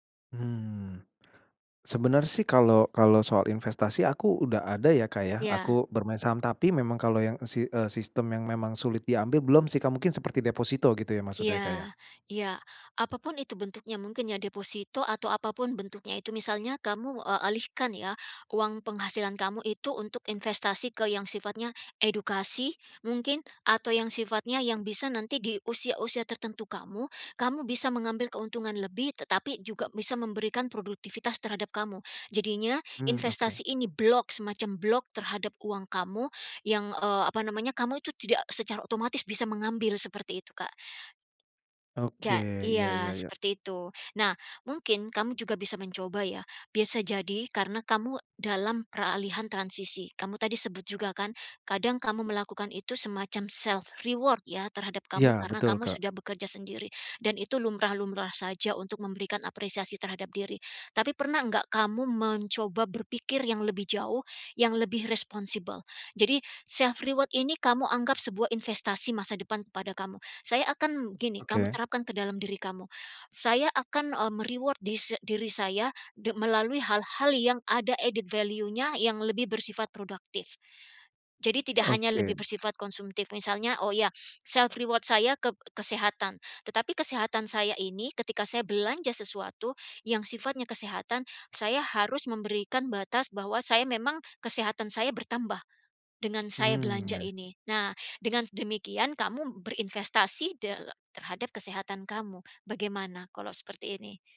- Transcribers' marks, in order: in English: "block"; in English: "block"; other background noise; in English: "self reward"; in English: "responsible?"; in English: "self reward"; tapping; in English: "me-reward"; in English: "added value-nya"; in English: "self reward"
- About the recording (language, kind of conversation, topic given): Indonesian, advice, Bagaimana cara menahan diri saat ada diskon besar atau obral kilat?